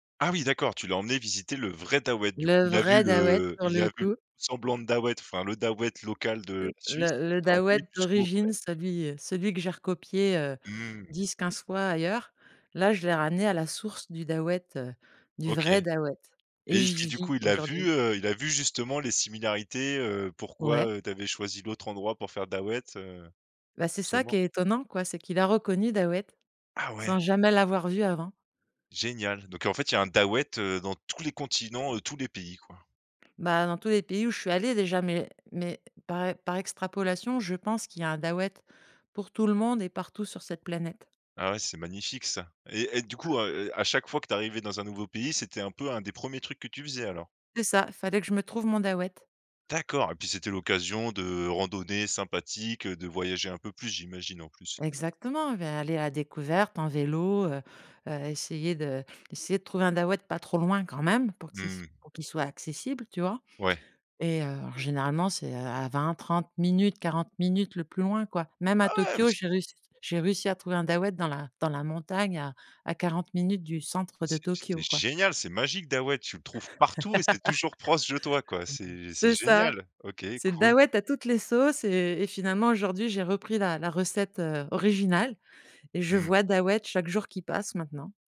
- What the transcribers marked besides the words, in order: stressed: "vrai"; other background noise; tapping; laugh; unintelligible speech
- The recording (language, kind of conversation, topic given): French, podcast, Raconte un moment où tu t’es vraiment senti chez toi, et explique pourquoi ?